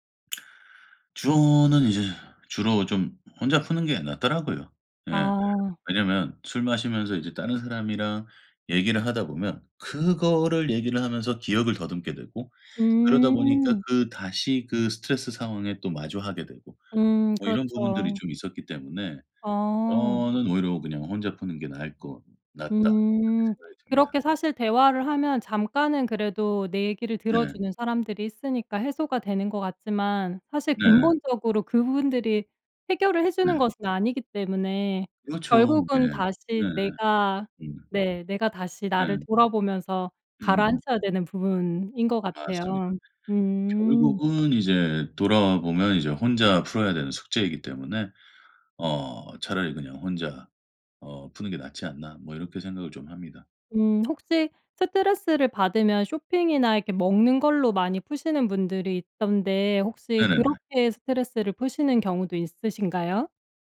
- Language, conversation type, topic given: Korean, podcast, 스트레스를 받을 때는 보통 어떻게 푸시나요?
- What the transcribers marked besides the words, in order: lip smack; other background noise; tapping